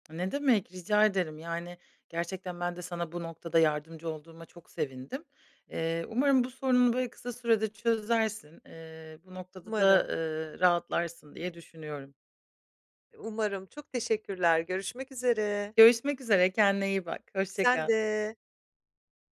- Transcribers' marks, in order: drawn out: "Sen de"
- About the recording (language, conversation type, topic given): Turkish, advice, Sevdiklerime uygun ve özel bir hediye seçerken nereden başlamalıyım?